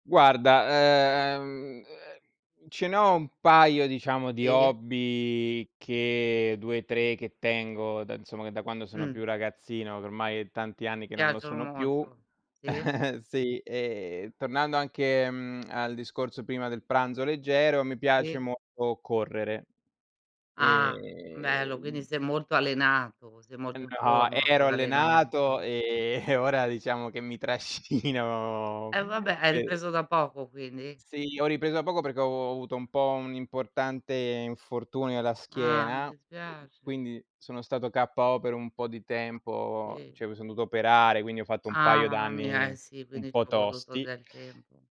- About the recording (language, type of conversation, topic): Italian, unstructured, Qual è un hobby che ti fa sentire davvero te stesso?
- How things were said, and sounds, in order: chuckle; laughing while speaking: "e ora"; laughing while speaking: "trascino"